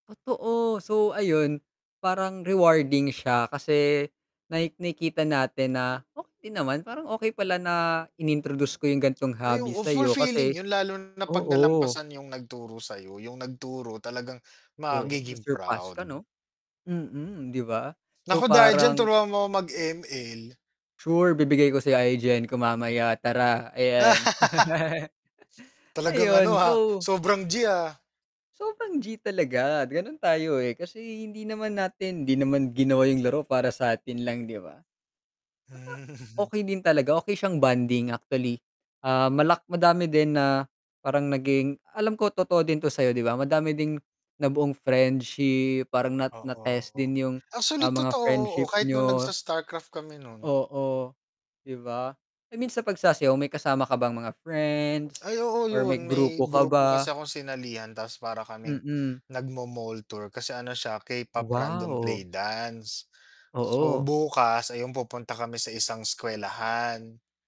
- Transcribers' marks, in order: other background noise; distorted speech; static; laugh; tapping; laugh
- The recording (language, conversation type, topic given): Filipino, unstructured, Paano mo nahikayat ang iba na subukan ang paborito mong libangan?